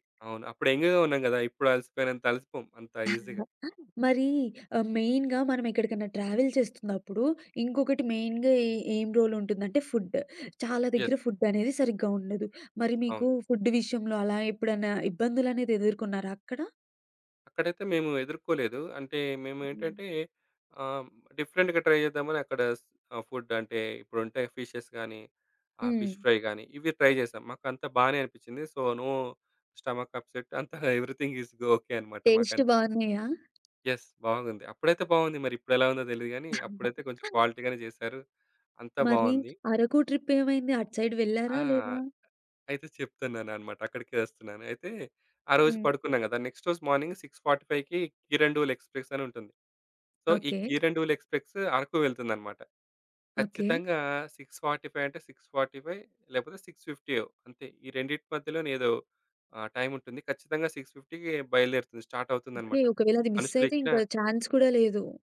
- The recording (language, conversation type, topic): Telugu, podcast, మీకు గుర్తుండిపోయిన ఒక జ్ఞాపకాన్ని చెప్పగలరా?
- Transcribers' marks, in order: in English: "యంగ్‌గా"; other background noise; chuckle; in English: "మెయిన్‌గా"; in English: "ఈజీగా"; in English: "ట్రావెల్"; in English: "మెయిన్‌గా"; in English: "ఫుడ్"; in English: "యెస్"; in English: "ఫుడ్"; in English: "డిఫరెంట్‌గా ట్రై"; in English: "ఫిషెస్"; in English: "ఫిష్ ఫ్రై"; in English: "ట్రై"; in English: "సో నో స్టోమక్ అప్సెట్"; chuckle; in English: "ఎవ్రీథింగ్ ఇస్"; in English: "టేస్ట్"; tapping; in English: "యెస్"; chuckle; in English: "క్వాలిటీగానే"; in English: "ట్రిప్"; in English: "సైడ్"; in English: "నెక్స్ట్"; in English: "మార్నింగ్ సిక్స్ ఫార్టీ ఫైవ్‌కి"; in English: "సో"; in English: "సిక్స్ ఫార్టీ ఫైవ్"; in English: "సిక్స్ ఫార్టీ ఫైవ్"; in English: "సిక్స్ ఫిఫ్టీ‌కి"; in English: "స్టార్ట్"; in English: "మిస్"; in English: "చాన్స్"